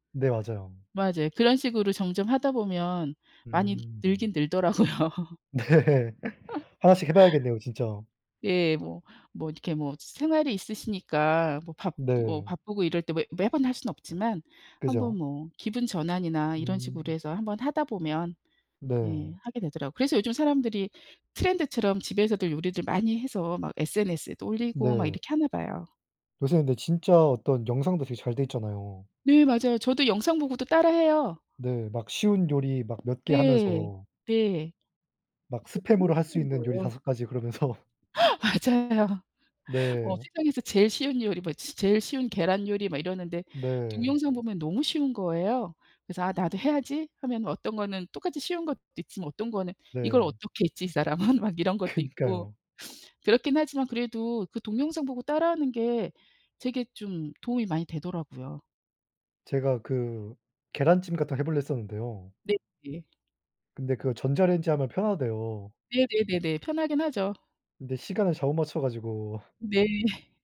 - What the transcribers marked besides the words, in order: other background noise; laughing while speaking: "늘더라고요"; laugh; laughing while speaking: "네"; tapping; laughing while speaking: "그러면서"; laughing while speaking: "맞아요"; laughing while speaking: "이 사람은?"; laughing while speaking: "그니까요"; laugh
- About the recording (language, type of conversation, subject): Korean, unstructured, 집에서 요리해 먹는 것과 외식하는 것 중 어느 쪽이 더 좋으신가요?